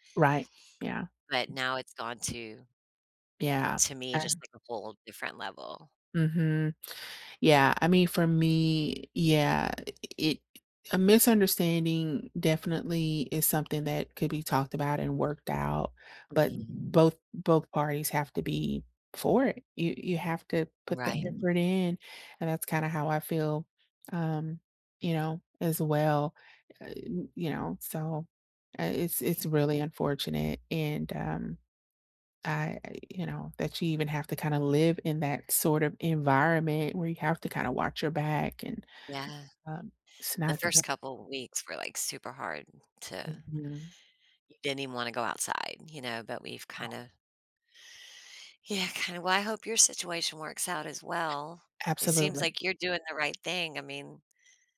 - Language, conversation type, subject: English, unstructured, How can I handle a recurring misunderstanding with someone close?
- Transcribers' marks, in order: other background noise; chuckle; unintelligible speech; inhale